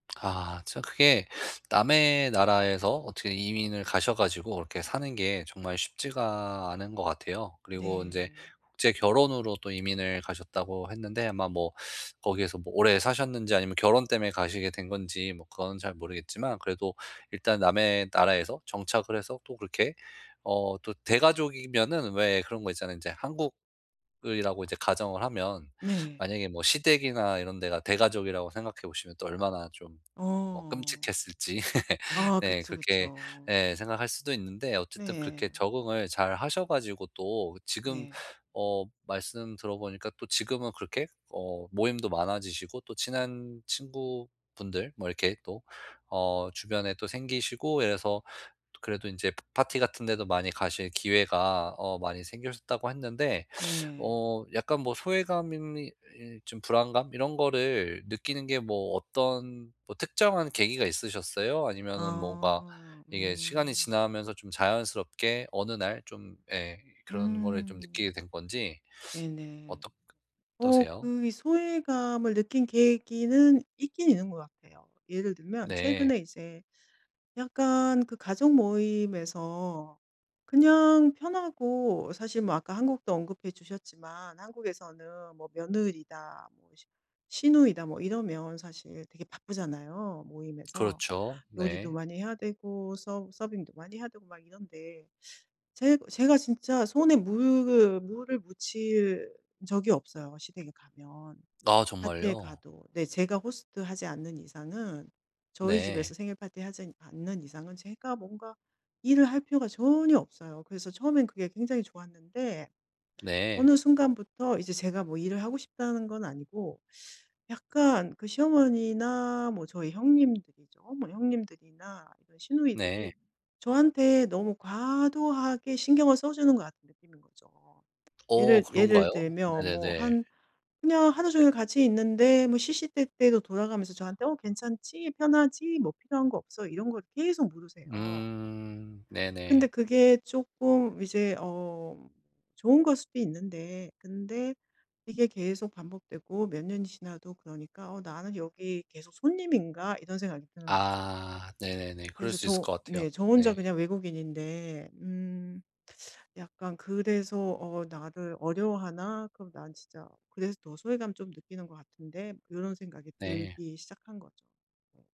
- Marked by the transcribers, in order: laugh; other background noise; teeth sucking
- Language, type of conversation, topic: Korean, advice, 파티에 가면 소외감과 불안이 심해지는데 어떻게 하면 좋을까요?